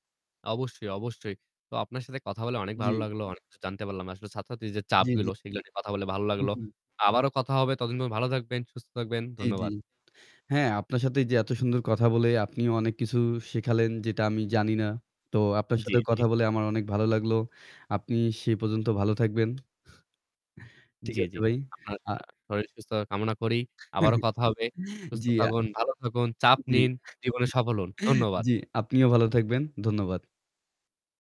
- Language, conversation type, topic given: Bengali, unstructured, ছাত্রছাত্রীদের ওপর অতিরিক্ত চাপ দেওয়া কতটা ঠিক?
- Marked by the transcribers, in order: static; distorted speech; tapping; chuckle